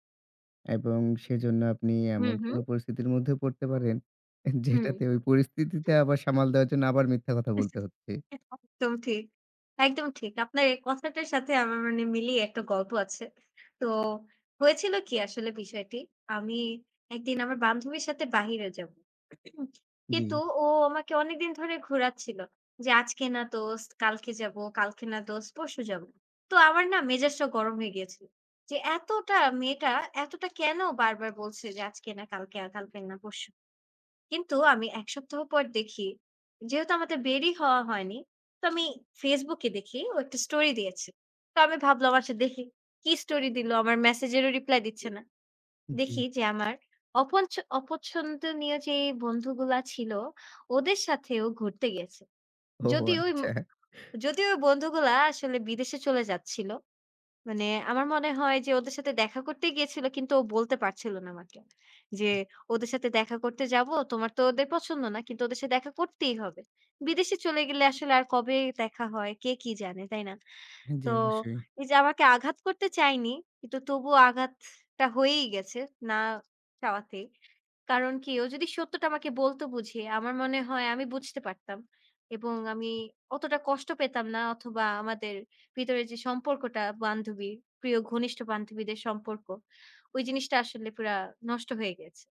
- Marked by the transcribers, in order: laughing while speaking: "যেটাতে"; unintelligible speech; other noise; laughing while speaking: "ওহ, আচ্ছা"; tapping
- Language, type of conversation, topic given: Bengali, unstructured, আপনি কি মনে করেন মিথ্যা বলা কখনো ঠিক?